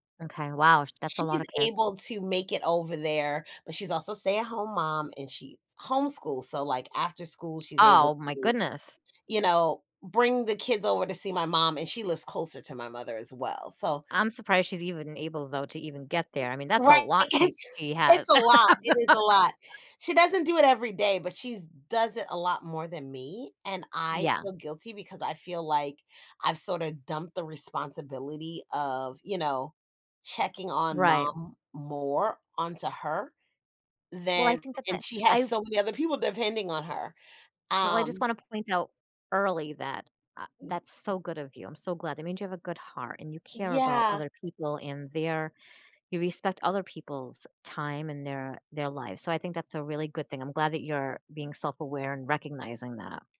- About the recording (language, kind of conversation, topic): English, advice, How can I spend more meaningful time with my family?
- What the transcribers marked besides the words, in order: other background noise; laughing while speaking: "It's"; laugh; unintelligible speech